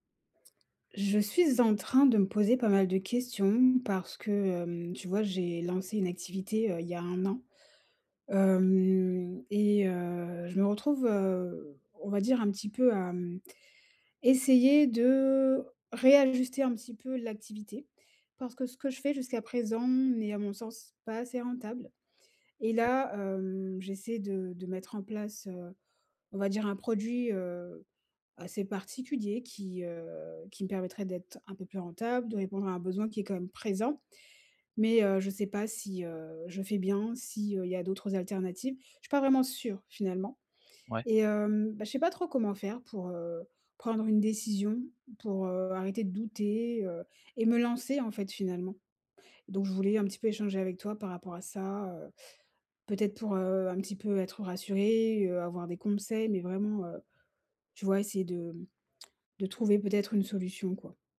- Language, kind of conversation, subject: French, advice, Comment trouver un produit qui répond vraiment aux besoins de mes clients ?
- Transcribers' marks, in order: drawn out: "hem"